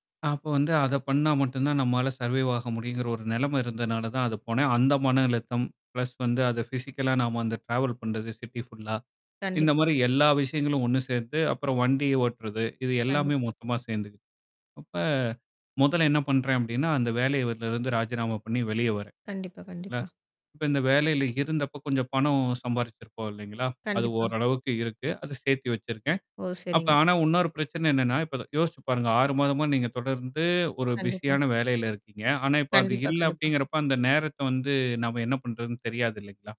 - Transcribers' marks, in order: in English: "சர்வேவ்"; in English: "பிளஸ்"; in English: "பிஸிக்கலா"; in English: "டிராவல்"; in English: "சிட்டி ஃபுல்லா"; other background noise; tapping; other noise
- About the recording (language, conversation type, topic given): Tamil, podcast, மனஅழுத்தத்தை சமாளிக்க தினமும் நீங்கள் பின்பற்றும் எந்த நடைமுறை உங்களுக்கு உதவுகிறது?